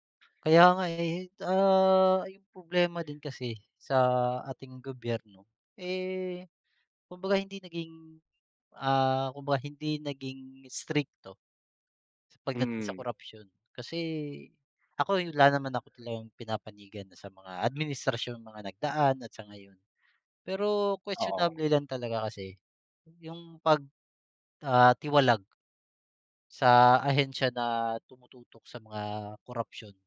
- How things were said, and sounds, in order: none
- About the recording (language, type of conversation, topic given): Filipino, unstructured, Ano ang opinyon mo tungkol sa isyu ng korapsyon sa mga ahensya ng pamahalaan?